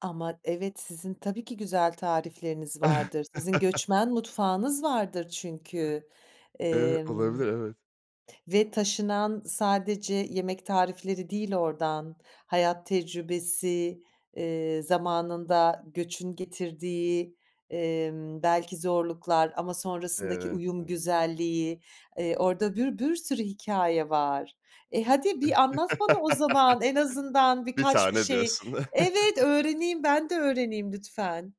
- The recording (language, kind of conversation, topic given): Turkish, podcast, Ailenizin en özel yemek tarifini anlatır mısın?
- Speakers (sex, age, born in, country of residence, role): female, 45-49, Germany, France, host; male, 30-34, Turkey, France, guest
- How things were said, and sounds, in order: chuckle; other background noise; chuckle; chuckle